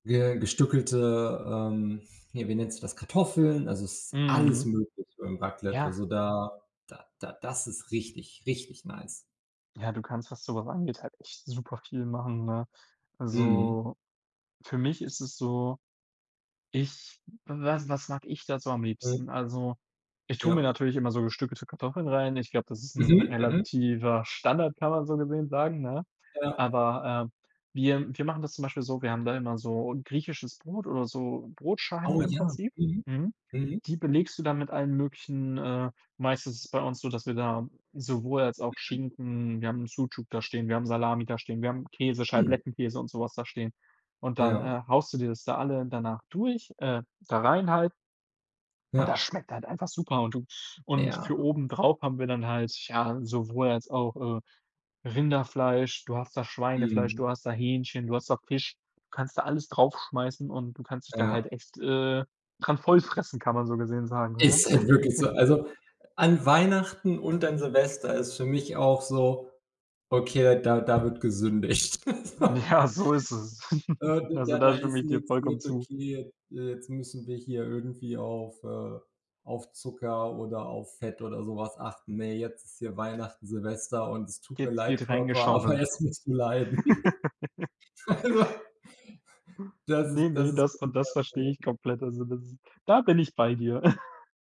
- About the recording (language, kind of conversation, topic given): German, unstructured, Was ist dein Lieblingsessen und warum?
- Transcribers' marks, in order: other background noise; in English: "nice"; chuckle; laughing while speaking: "gesündigt. So"; laughing while speaking: "Ja"; chuckle; laugh; laughing while speaking: "aber jetzt musst du"; chuckle; laughing while speaking: "Also"; unintelligible speech; chuckle